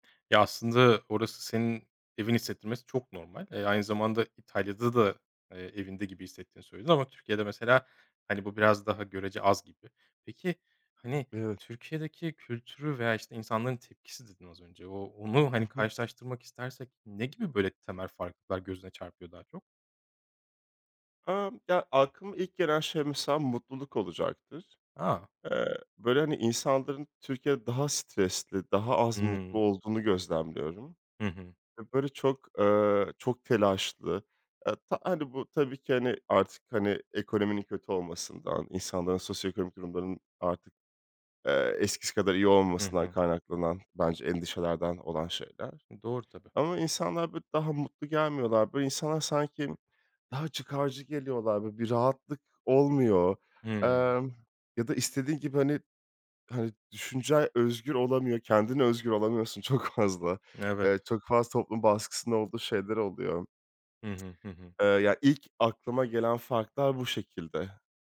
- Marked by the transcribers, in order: other background noise; other noise; laughing while speaking: "çok"; tsk
- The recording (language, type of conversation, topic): Turkish, podcast, Hayatında seni en çok değiştiren deneyim neydi?